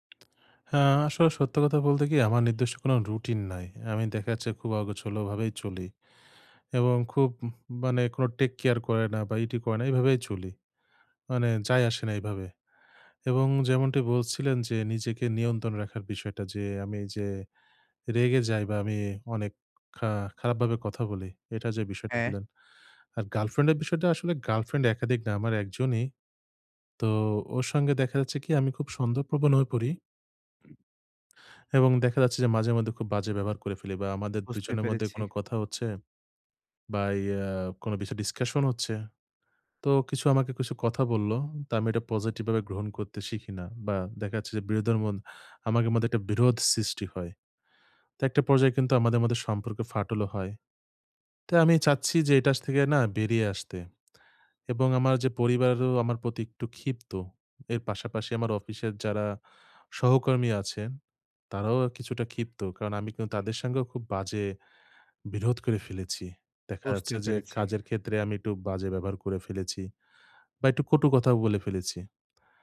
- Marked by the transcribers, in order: tapping; "আসলে" said as "আসয়ে"; other background noise; "বিরোধের" said as "বিরোধার"; "আমাদের" said as "আমাদে"; "এইটা" said as "এইটাশ"; horn; "একটু" said as "এটু"
- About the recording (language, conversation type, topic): Bengali, advice, বিরোধের সময় কীভাবে সম্মান বজায় রেখে সহজভাবে প্রতিক্রিয়া জানাতে পারি?
- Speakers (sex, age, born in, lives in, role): male, 25-29, Bangladesh, Bangladesh, advisor; male, 25-29, Bangladesh, Bangladesh, user